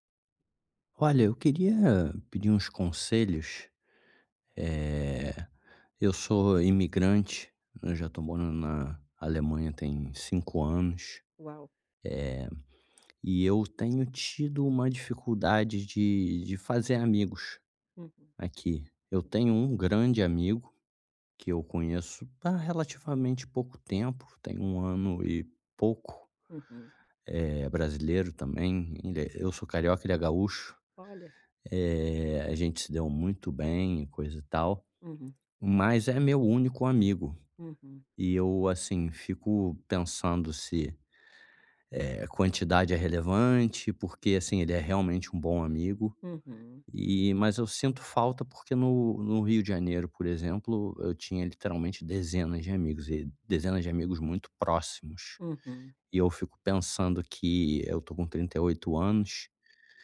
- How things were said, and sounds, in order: none
- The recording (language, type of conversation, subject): Portuguese, advice, Como fazer novas amizades com uma rotina muito ocupada?